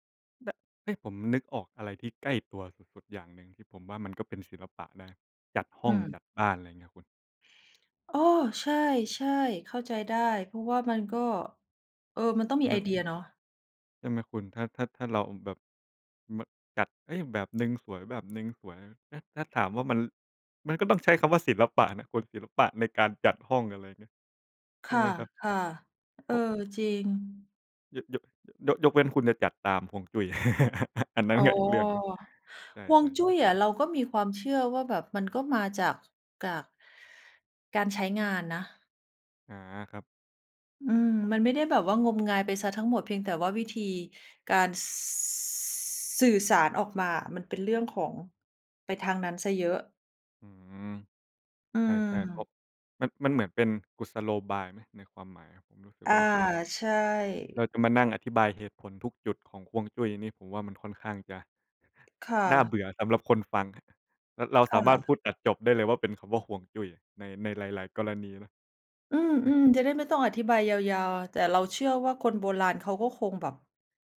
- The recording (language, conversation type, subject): Thai, unstructured, ศิลปะช่วยให้เรารับมือกับความเครียดอย่างไร?
- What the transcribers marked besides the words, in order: chuckle; drawn out: "ส"